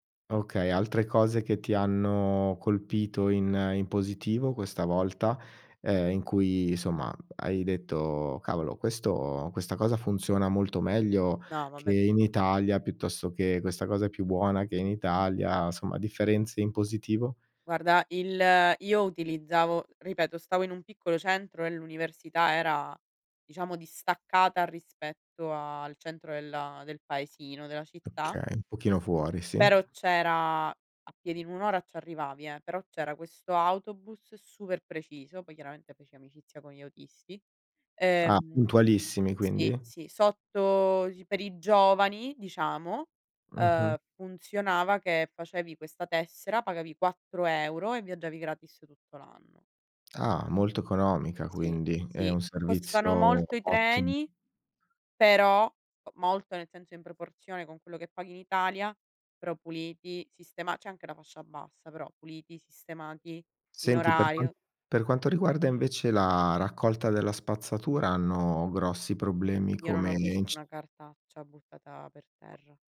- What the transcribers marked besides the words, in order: unintelligible speech; other background noise
- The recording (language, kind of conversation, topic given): Italian, podcast, Come hai bilanciato culture diverse nella tua vita?